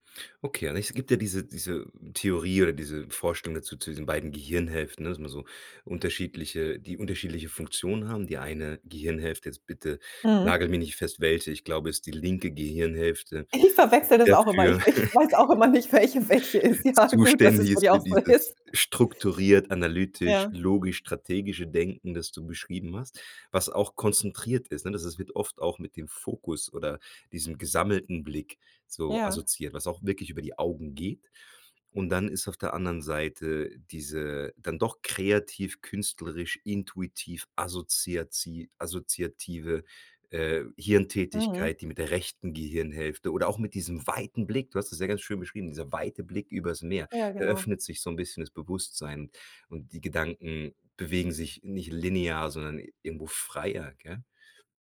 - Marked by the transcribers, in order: laughing while speaking: "Ich verwechsle das auch immer … auch so ist"; chuckle
- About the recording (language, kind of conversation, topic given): German, podcast, Wie entsteht bei dir normalerweise die erste Idee?